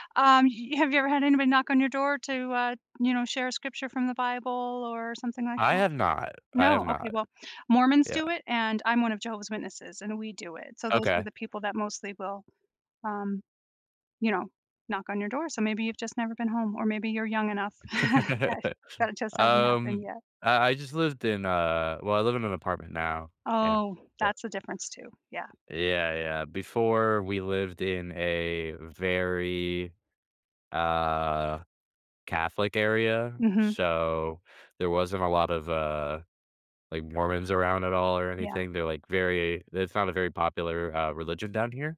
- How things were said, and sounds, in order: tapping; other background noise; laugh; chuckle; drawn out: "uh"
- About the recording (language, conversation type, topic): English, unstructured, What are some meaningful ways to build new friendships as your life changes?